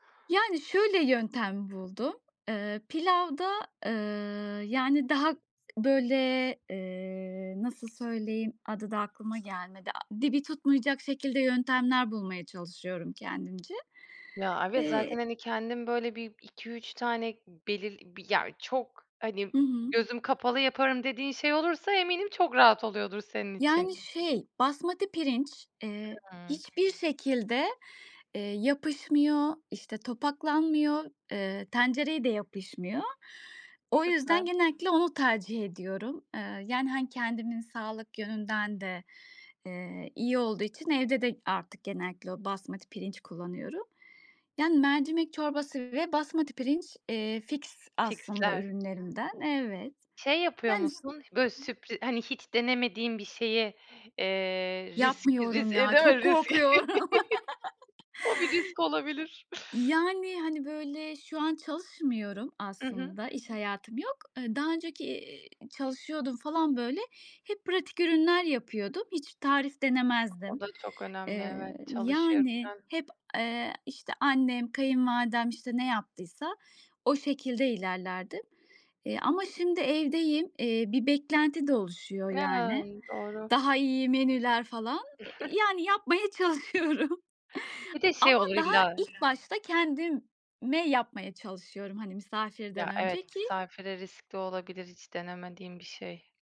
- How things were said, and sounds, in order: tapping; other background noise; background speech; laughing while speaking: "ris eee, değil mi? Ris O bir risk olabilir"; laughing while speaking: "korkuyorum"; chuckle; unintelligible speech; chuckle; laughing while speaking: "çalışıyorum"
- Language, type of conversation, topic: Turkish, podcast, Misafir ağırlamaya hazırlanırken neler yapıyorsun?